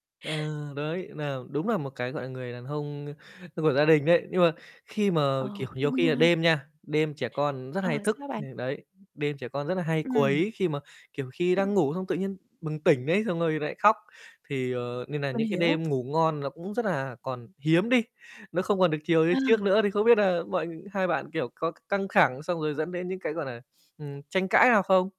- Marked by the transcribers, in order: static; chuckle; distorted speech; other background noise
- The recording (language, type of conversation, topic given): Vietnamese, podcast, Làm sao để giữ gìn mối quan hệ vợ chồng khi có con nhỏ?